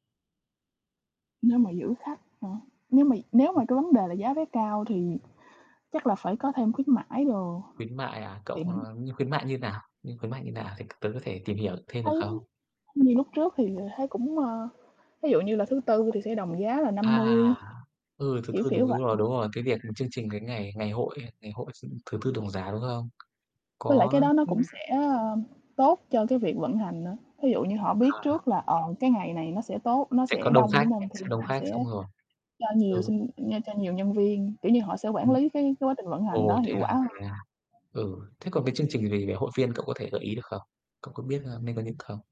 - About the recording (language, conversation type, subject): Vietnamese, unstructured, Bạn nghĩ gì về việc giá vé xem phim ngày càng đắt đỏ?
- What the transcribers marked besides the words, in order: static; unintelligible speech; tapping; other background noise; distorted speech